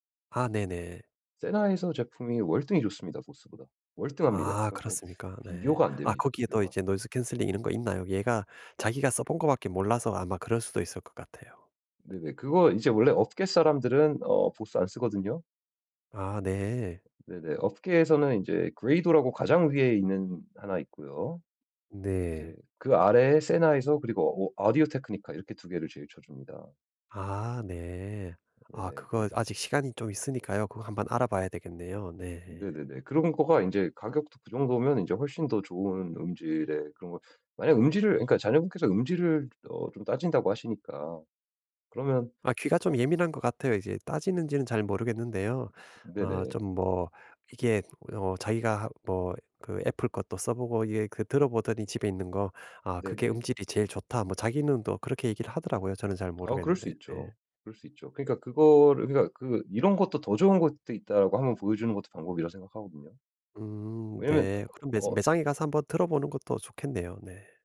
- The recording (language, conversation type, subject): Korean, advice, 예산이 제한된 상황에서 어떻게 하면 가장 좋은 선택을 할 수 있나요?
- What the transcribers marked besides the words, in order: other background noise; put-on voice: "오디오 테크니컬"